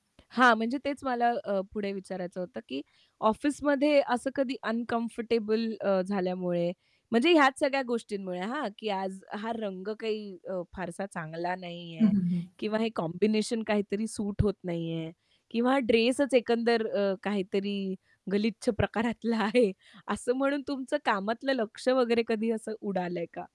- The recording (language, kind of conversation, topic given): Marathi, podcast, कपड्यांमुळे तुमचा मूड बदलतो का?
- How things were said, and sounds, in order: static; in English: "कॉम्बिनेशन"; other background noise; laughing while speaking: "प्रकारातला आहे"